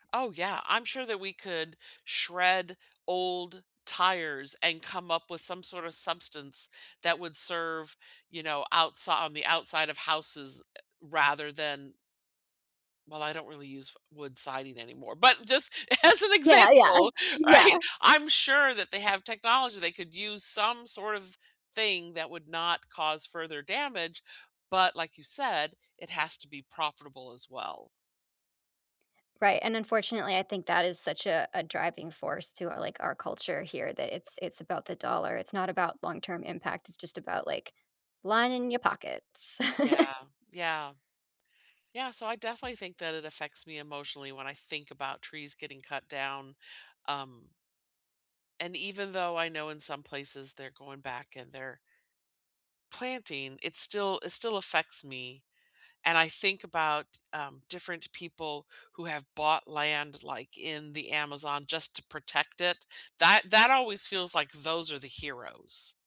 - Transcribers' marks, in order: laughing while speaking: "as an example, right"; laugh; tapping; other background noise
- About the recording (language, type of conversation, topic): English, unstructured, What emotions do you feel when you see a forest being cut down?